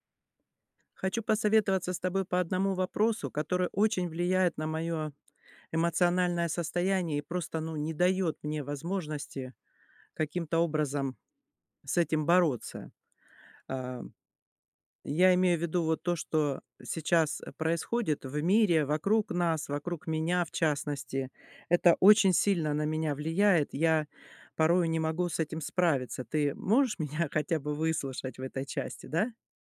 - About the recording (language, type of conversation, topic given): Russian, advice, Как мне лучше адаптироваться к быстрым изменениям вокруг меня?
- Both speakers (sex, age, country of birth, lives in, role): female, 30-34, Russia, Mexico, advisor; female, 60-64, Russia, United States, user
- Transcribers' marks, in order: tapping; laughing while speaking: "меня"